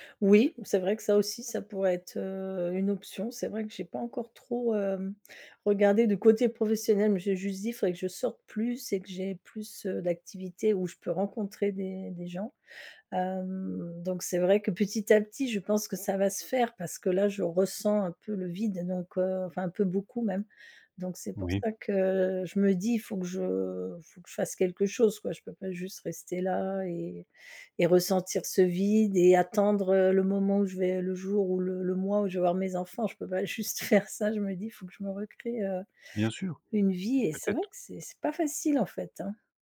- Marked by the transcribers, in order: drawn out: "Hem"; other background noise; laughing while speaking: "faire"
- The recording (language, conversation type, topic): French, advice, Comment expliquer ce sentiment de vide malgré votre succès professionnel ?